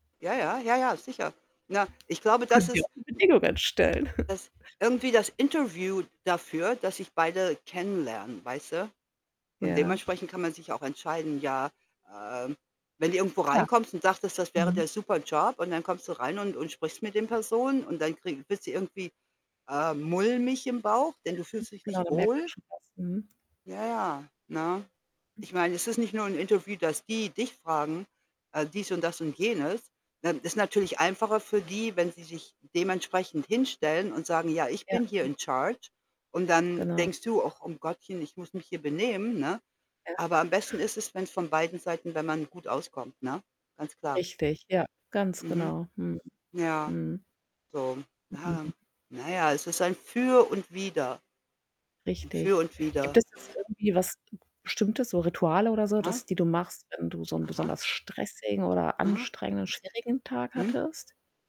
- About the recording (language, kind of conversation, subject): German, unstructured, Was macht für dich einen guten Arbeitstag aus?
- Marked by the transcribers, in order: static; distorted speech; other background noise; joyful: "Können sie auch die Bedingungen stellen"; chuckle; in English: "in charge"; tapping